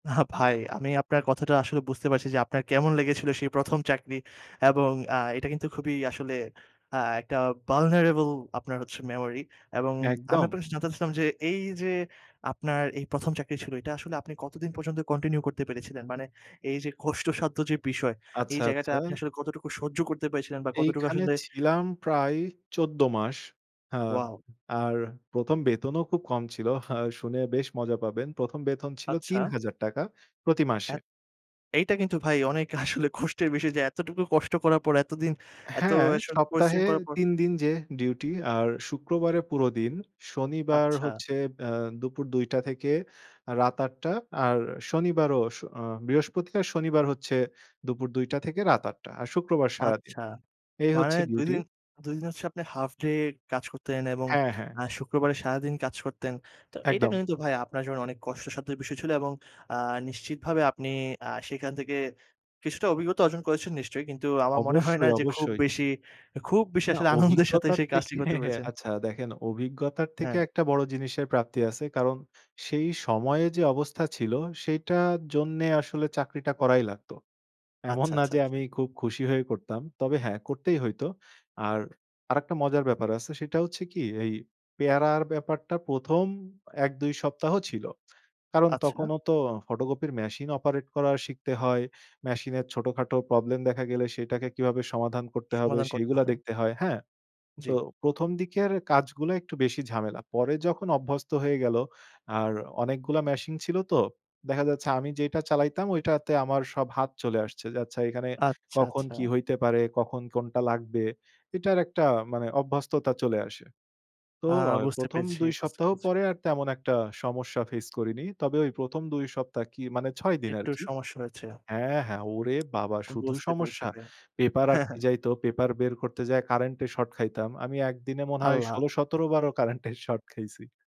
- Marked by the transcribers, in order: in English: "ভালনারেবল"; other background noise; laughing while speaking: "আসলে কষ্টের বিষয় যে"; laughing while speaking: "আনন্দের"; laughing while speaking: "থেকে"; laughing while speaking: "এমন না"; tapping; chuckle; laughing while speaking: "বারও কারেন্টের শর্ট খাইছি"
- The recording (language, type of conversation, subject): Bengali, podcast, প্রথম চাকরি পাওয়ার স্মৃতি আপনার কেমন ছিল?